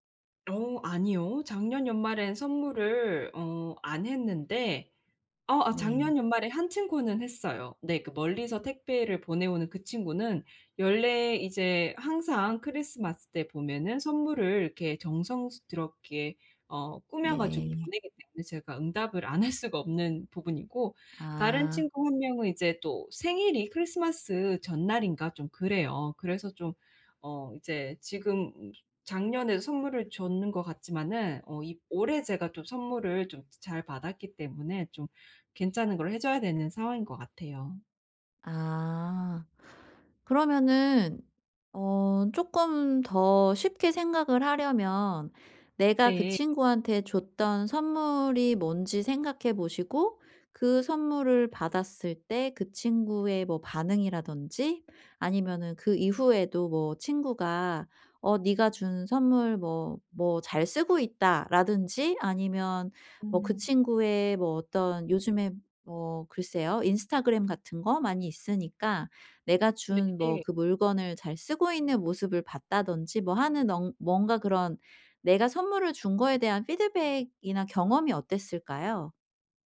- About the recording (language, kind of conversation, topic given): Korean, advice, 선물을 고르고 예쁘게 포장하려면 어떻게 하면 좋을까요?
- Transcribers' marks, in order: other background noise; tapping; put-on voice: "피드백이나"; in English: "피드백이나"